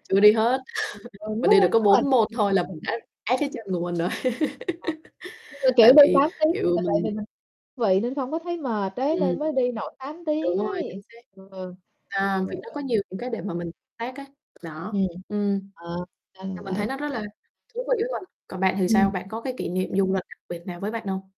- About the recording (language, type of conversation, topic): Vietnamese, unstructured, Điều gì khiến bạn cảm thấy hào hứng khi đi du lịch?
- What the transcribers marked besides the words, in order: chuckle; unintelligible speech; distorted speech; laughing while speaking: "rồi"; laugh; mechanical hum; static